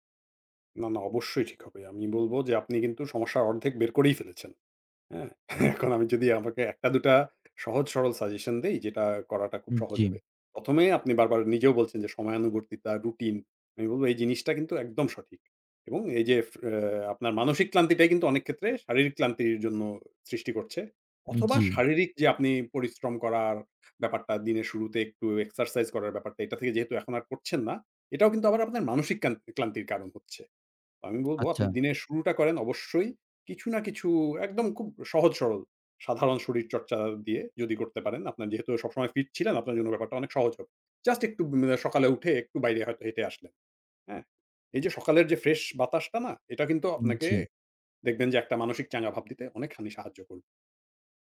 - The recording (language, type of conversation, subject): Bengali, advice, কাজের সময় ঘন ঘন বিঘ্ন হলে মনোযোগ ধরে রাখার জন্য আমি কী করতে পারি?
- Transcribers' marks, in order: tapping; laughing while speaking: "এখন"